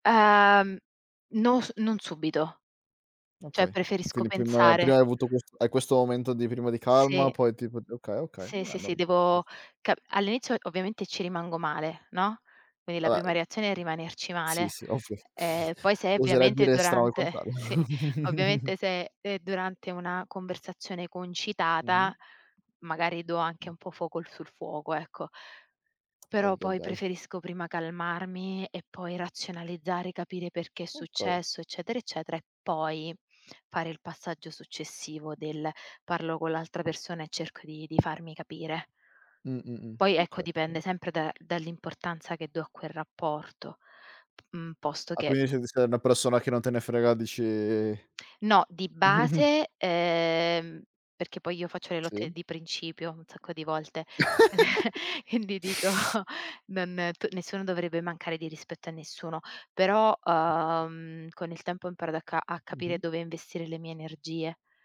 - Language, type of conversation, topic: Italian, unstructured, Come gestisci la rabbia quando non ti senti rispettato?
- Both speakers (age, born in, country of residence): 25-29, Italy, Italy; 30-34, Italy, Italy
- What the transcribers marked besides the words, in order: "Cioè" said as "ceh"; tapping; unintelligible speech; chuckle; chuckle; chuckle; laugh; laughing while speaking: "dico"